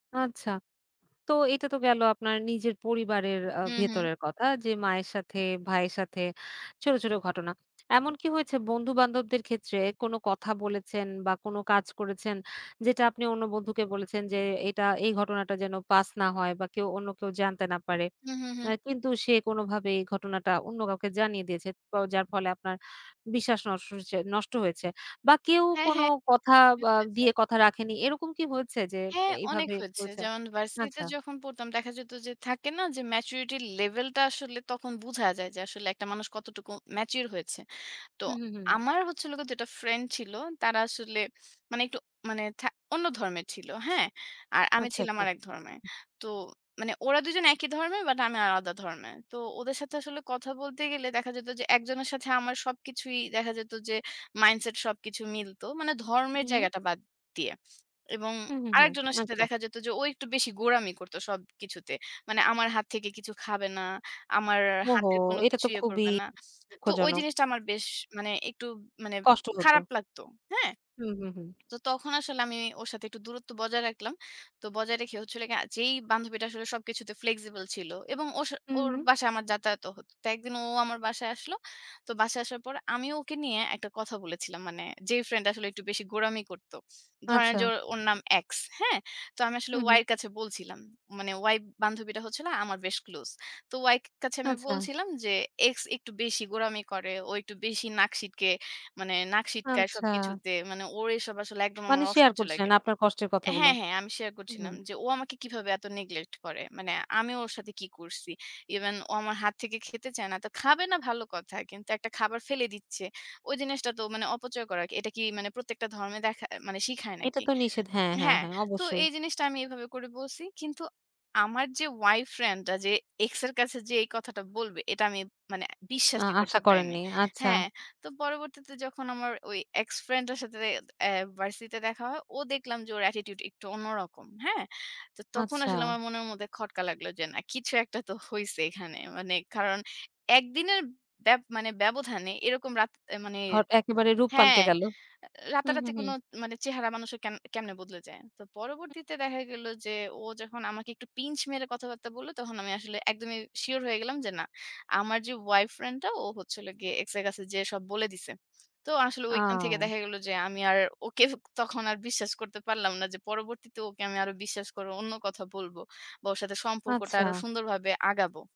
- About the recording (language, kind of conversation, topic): Bengali, podcast, বিশ্বাস ফেরাতে কোন ছোট কাজগুলো কাজে লাগে?
- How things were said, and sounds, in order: in English: "maturity level"; in English: "mature"; in English: "মাইন্ডসেট"; in English: "flexible"; in English: "neglect"; in English: "অ্যাটিটিউড"; in English: "pinch"